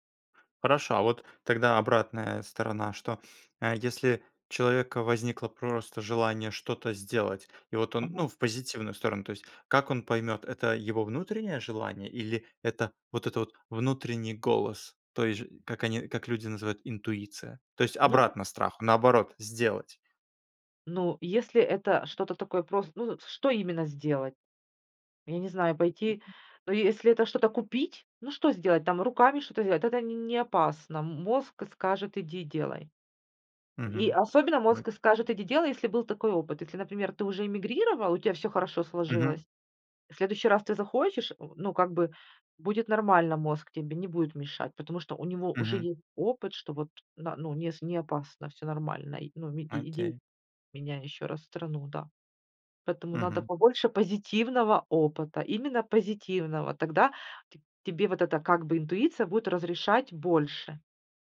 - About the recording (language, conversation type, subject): Russian, podcast, Как отличить интуицию от страха или желания?
- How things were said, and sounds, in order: other noise